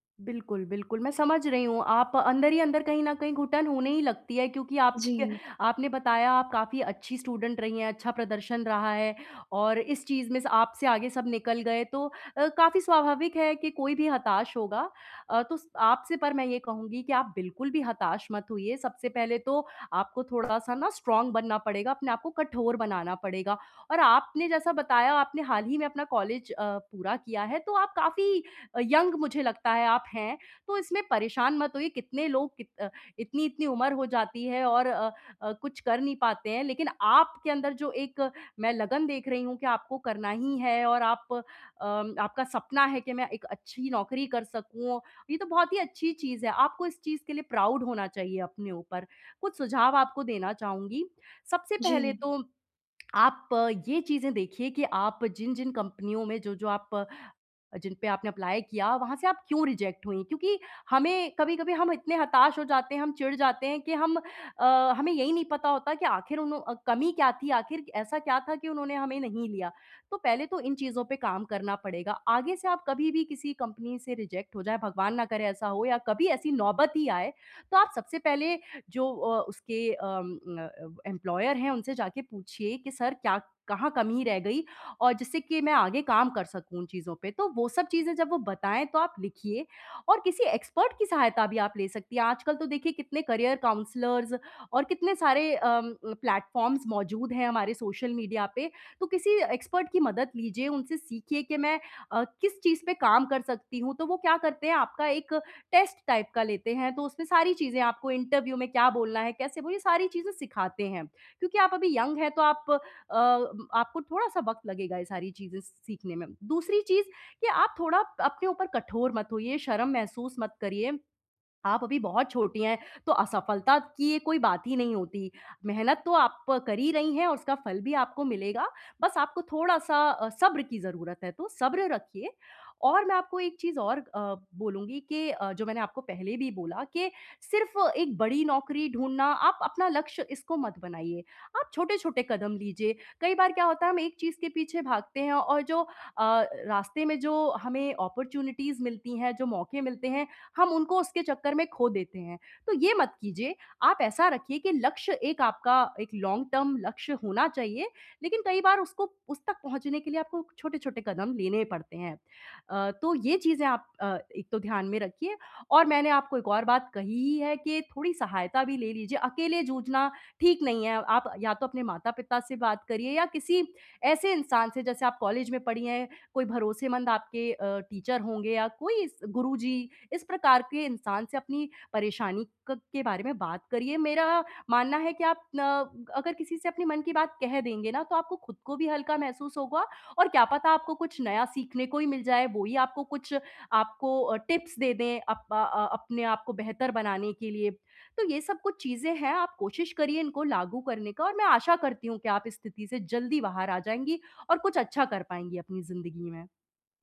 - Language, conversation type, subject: Hindi, advice, नकार से सीखकर आगे कैसे बढ़ूँ और डर पर काबू कैसे पाऊँ?
- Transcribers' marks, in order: in English: "स्टूडेंट"; in English: "स्ट्रॉंग"; in English: "यंग"; in English: "प्राउड"; tapping; in English: "अप्लाय"; in English: "रिजेक्ट"; in English: "रिजेक्ट"; in English: "एम्प्लॉयर"; in English: "एक्सपर्ट"; in English: "करियर काउंसलर्स"; in English: "प्लेटफ़ॉर्म्स"; in English: "एक्सपर्ट"; in English: "टेस्ट टाइप"; in English: "इंटरव्यू"; in English: "यंग"; in English: "अपॉर्च्युनिटीज़"; in English: "लॉन्ग टर्म"; in English: "टीचर"; in English: "टिप्स"